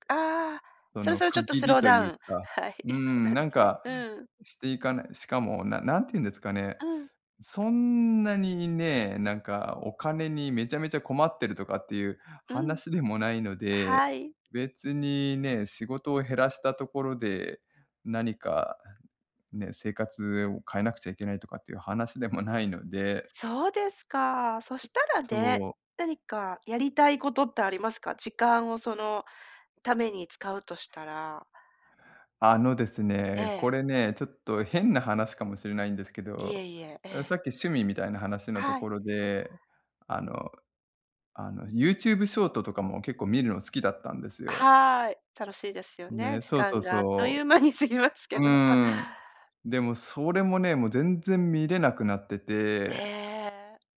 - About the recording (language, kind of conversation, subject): Japanese, advice, 休息や趣味の時間が取れず、燃え尽きそうだと感じるときはどうすればいいですか？
- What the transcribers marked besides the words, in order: laughing while speaking: "時間があっという間に過ぎますけど"